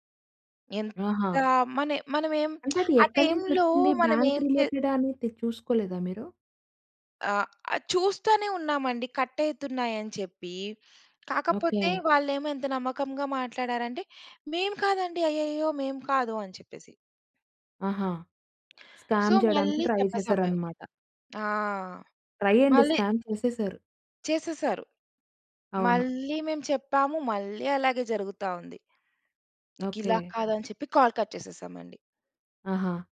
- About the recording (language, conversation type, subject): Telugu, podcast, ఆన్‌లైన్‌లో మీరు మీ వ్యక్తిగత సమాచారాన్ని ఎంతవరకు పంచుకుంటారు?
- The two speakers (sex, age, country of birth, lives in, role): female, 20-24, India, India, host; female, 35-39, India, India, guest
- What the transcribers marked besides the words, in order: lip smack; in English: "బ్యాంక్"; in English: "కట్"; in English: "స్కామ్"; tapping; in English: "సో"; in English: "ట్రై"; in English: "ట్రై"; in English: "స్కామ్"; in English: "కాల్ కట్"